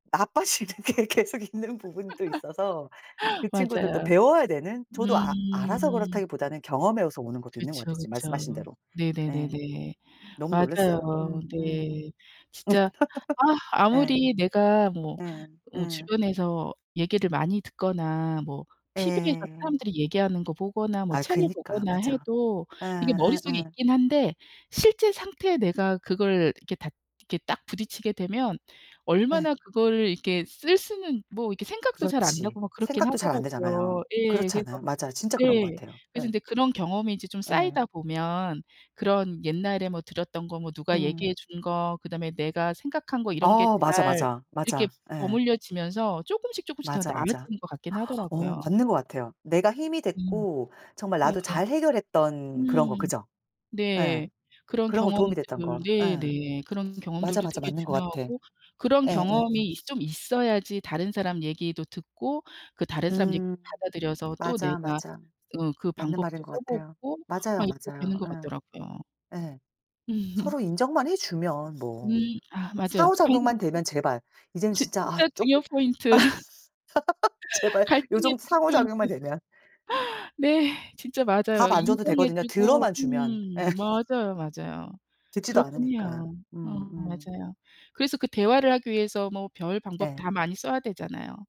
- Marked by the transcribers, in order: other background noise; laughing while speaking: "게 계속 있는 부분도"; laugh; laugh; gasp; background speech; laugh; laughing while speaking: "아 제발"; laugh; "포인트" said as "표인트"
- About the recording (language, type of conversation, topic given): Korean, unstructured, 갈등을 해결한 뒤 가장 행복하다고 느끼는 순간은 언제인가요?